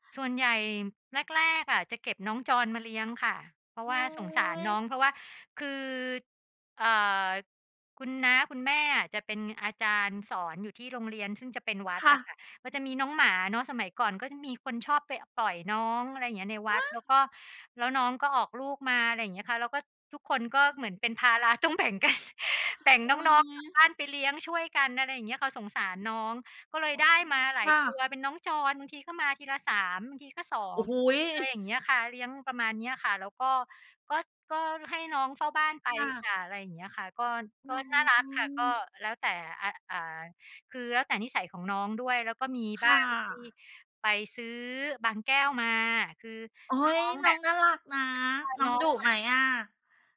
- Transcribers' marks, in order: laughing while speaking: "ต้องแบ่งกัน"
- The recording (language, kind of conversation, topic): Thai, unstructured, สัตว์เลี้ยงช่วยให้คุณรู้สึกมีความสุขในทุกวันได้อย่างไร?